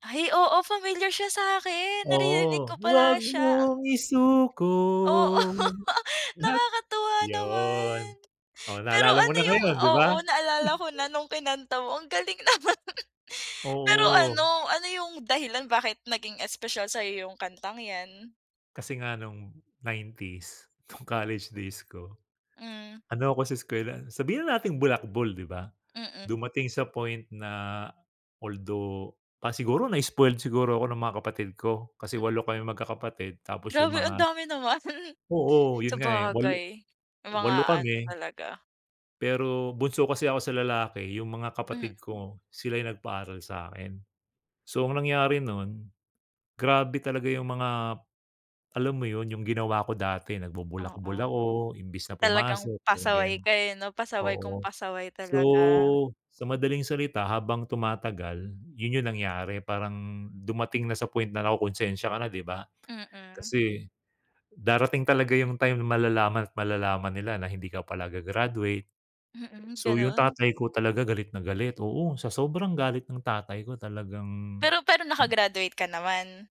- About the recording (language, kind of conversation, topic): Filipino, podcast, Anong kanta ang nagbibigay sa’yo ng lakas kapag may problema?
- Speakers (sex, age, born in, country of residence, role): female, 20-24, Philippines, Philippines, host; male, 45-49, Philippines, Philippines, guest
- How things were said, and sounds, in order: singing: "huwag mong isuko at"; laughing while speaking: "Oo"; chuckle; laughing while speaking: "naman"